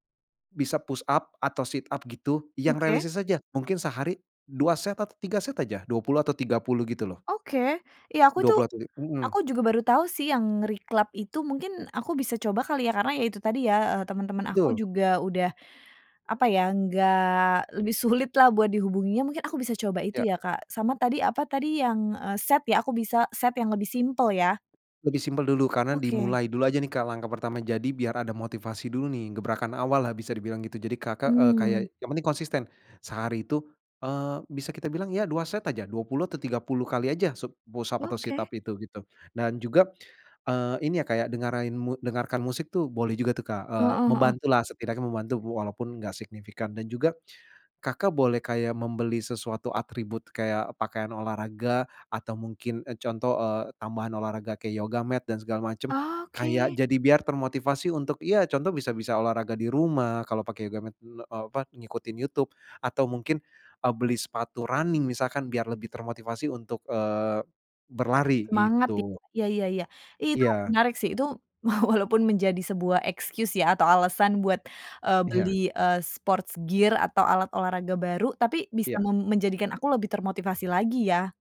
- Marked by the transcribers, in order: in English: "push up"; in English: "sit up"; in English: "reclub"; laughing while speaking: "sulitlah"; tapping; in English: "sub-push up"; in English: "sit up"; "dengerin" said as "dengarain"; in English: "yoga mat"; in English: "yoga mat"; in English: "running"; other background noise; laughing while speaking: "walaupun"; in English: "excuse"; in English: "sports gear"
- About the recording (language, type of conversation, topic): Indonesian, advice, Bagaimana saya bisa kembali termotivasi untuk berolahraga meski saya tahu itu penting?